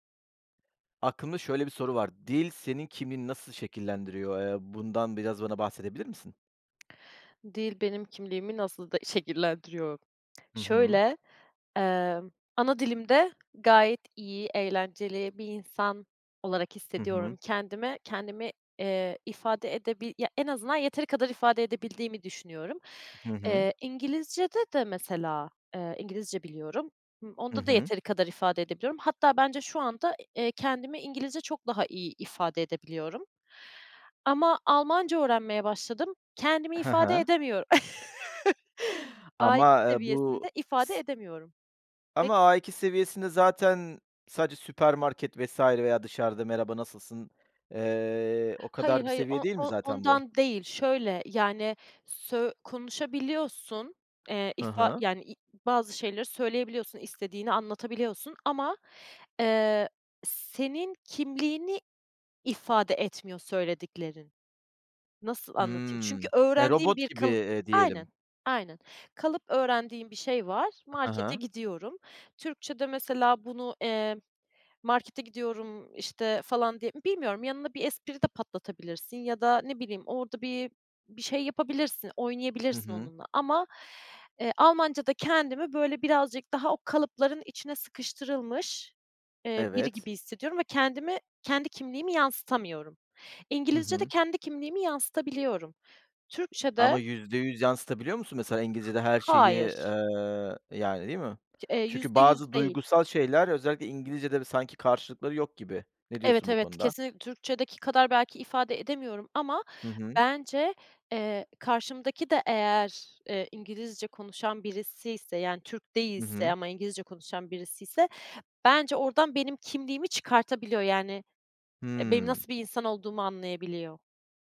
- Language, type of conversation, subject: Turkish, podcast, Dil kimliğini nasıl şekillendiriyor?
- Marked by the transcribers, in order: chuckle; other noise; unintelligible speech; other background noise; tapping